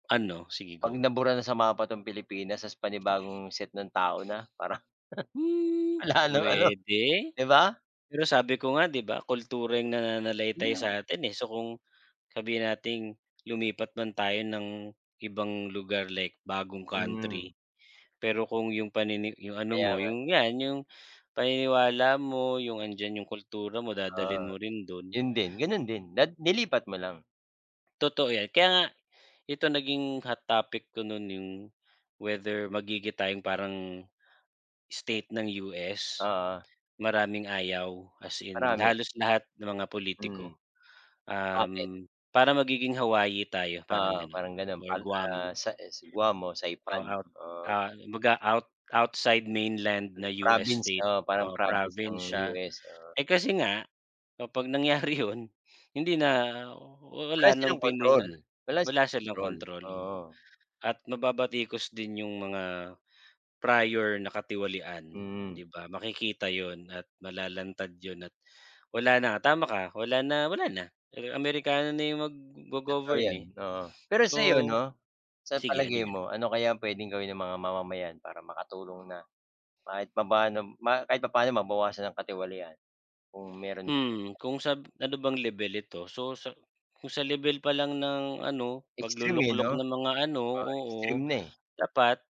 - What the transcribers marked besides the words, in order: drawn out: "Hmm"; chuckle; laughing while speaking: "wala nang ano"; in English: "country"; in English: "hot topic"; in English: "outside mainland"; laughing while speaking: "nangyari yun"; in English: "prior"; in English: "Extreme"
- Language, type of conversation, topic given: Filipino, unstructured, Ano ang nararamdaman mo tungkol sa mga kasong katiwalian na nababalita?